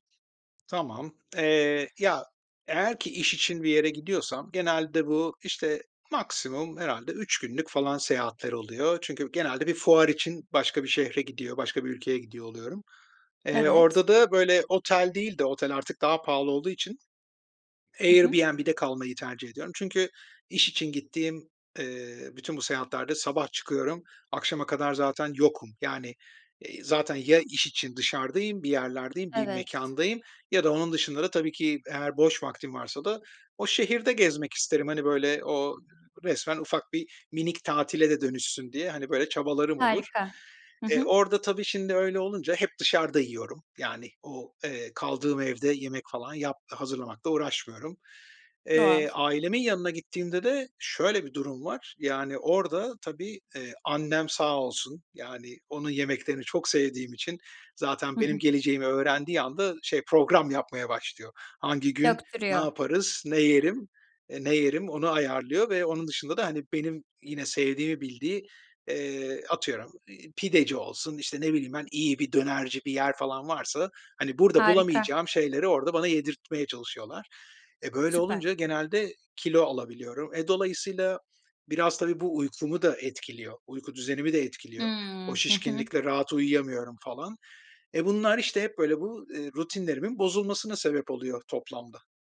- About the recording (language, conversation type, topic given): Turkish, advice, Seyahat veya taşınma sırasında yaratıcı alışkanlıklarınız nasıl bozuluyor?
- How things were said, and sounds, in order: other background noise